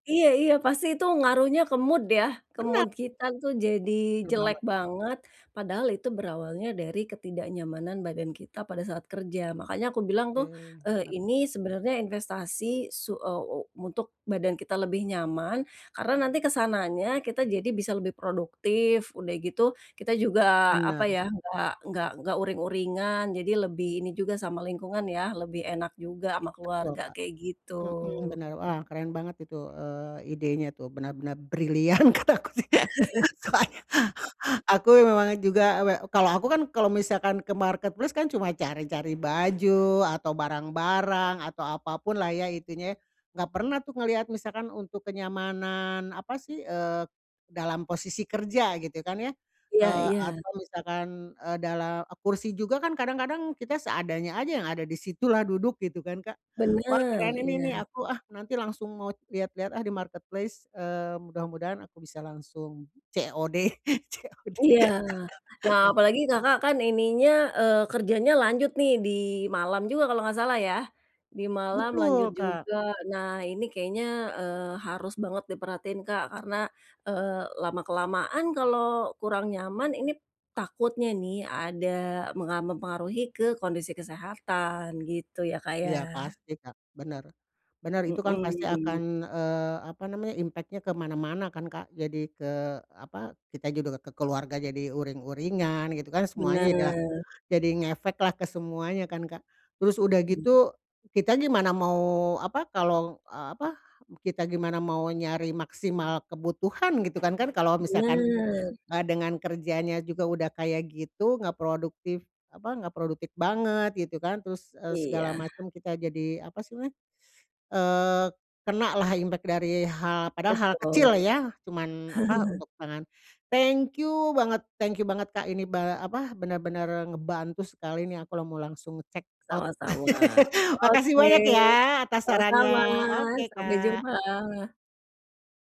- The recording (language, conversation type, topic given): Indonesian, advice, Bagaimana cara mengurangi kebiasaan duduk berjam-jam di kantor atau di rumah?
- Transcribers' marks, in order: in English: "mood"; in English: "mood"; tapping; laughing while speaking: "brilian kataku sih. Soalnya"; laugh; in English: "marketplace"; in English: "marketplace"; laughing while speaking: "COD COD"; laugh; in English: "impact-nya"; other background noise; in English: "impact"; chuckle; in English: "check out"; laugh